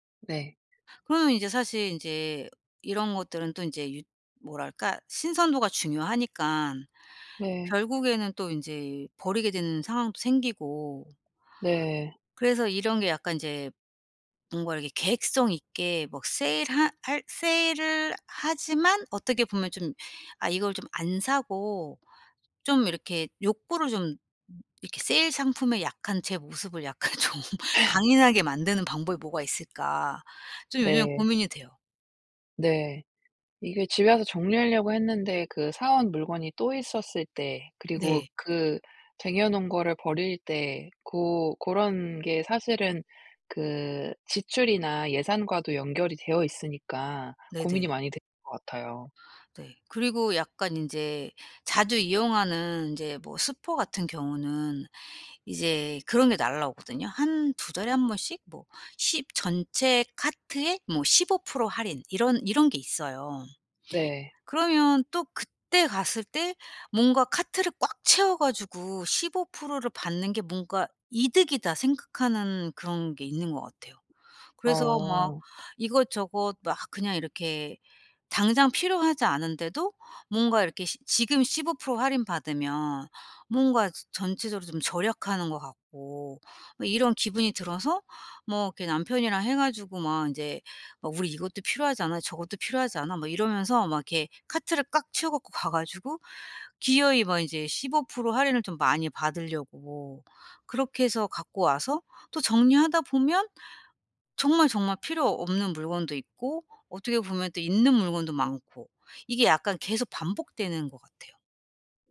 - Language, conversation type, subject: Korean, advice, 세일 때문에 필요 없는 물건까지 사게 되는 습관을 어떻게 고칠 수 있을까요?
- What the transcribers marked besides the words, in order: other background noise; tapping; laughing while speaking: "약간 좀"; cough